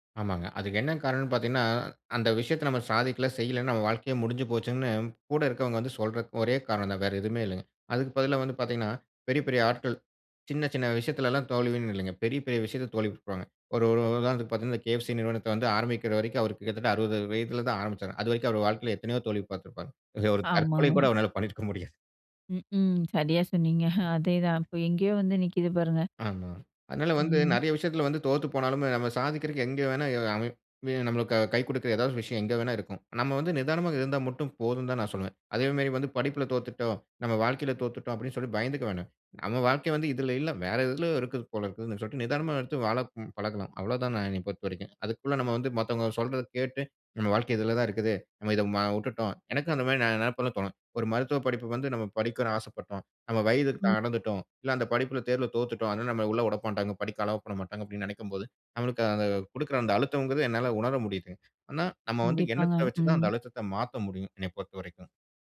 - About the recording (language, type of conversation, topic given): Tamil, podcast, தோல்வி வந்தால் அதை கற்றலாக மாற்ற நீங்கள் எப்படி செய்கிறீர்கள்?
- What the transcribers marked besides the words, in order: laughing while speaking: "பண்ணியிருக்க முடியாது"; disgusted: "ம் ஹ்ம்"; chuckle; other noise; trusting: "நம்ம வாழ்க்க வந்து இதுல இல்ல … எடுத்து வாழப் பழகனும்"; in English: "அலோவ்"; "கொடுக்குற" said as "குடுக்குற"